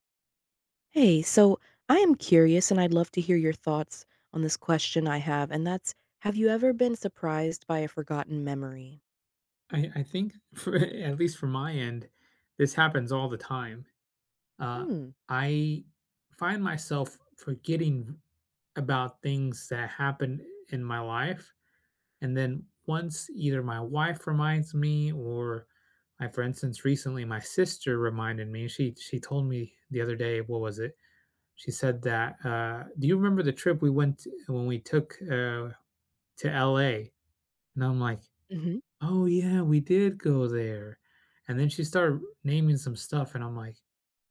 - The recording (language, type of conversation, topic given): English, unstructured, Have you ever been surprised by a forgotten memory?
- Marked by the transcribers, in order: laughing while speaking: "for"